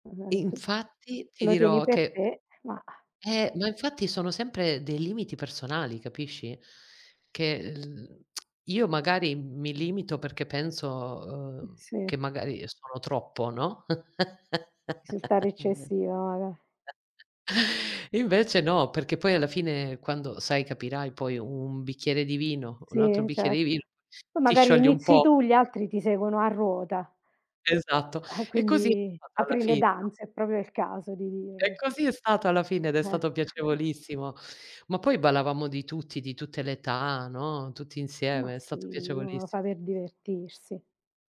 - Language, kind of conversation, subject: Italian, unstructured, Qual è la parte di te che pochi conoscono?
- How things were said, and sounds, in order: unintelligible speech; other background noise; lip smack; laugh; "proprio" said as "propio"; chuckle